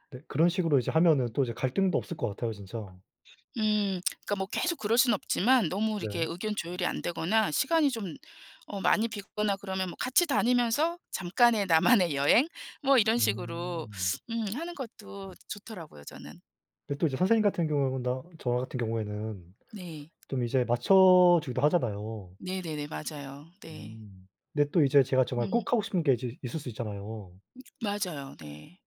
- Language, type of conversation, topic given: Korean, unstructured, 친구와 여행을 갈 때 의견 충돌이 생기면 어떻게 해결하시나요?
- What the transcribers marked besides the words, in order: tapping; other background noise; laughing while speaking: "나만의 여행?"